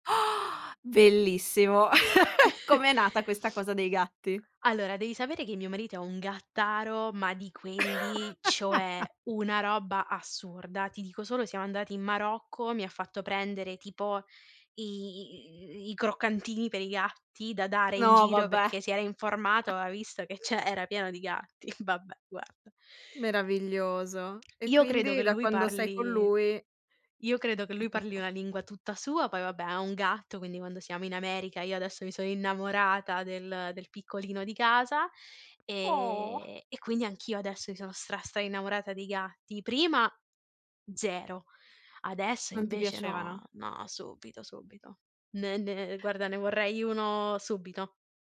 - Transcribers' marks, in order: gasp; chuckle; laugh; chuckle; other background noise; snort; tapping
- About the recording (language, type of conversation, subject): Italian, podcast, Qual è stato un incontro casuale che ti ha cambiato la vita?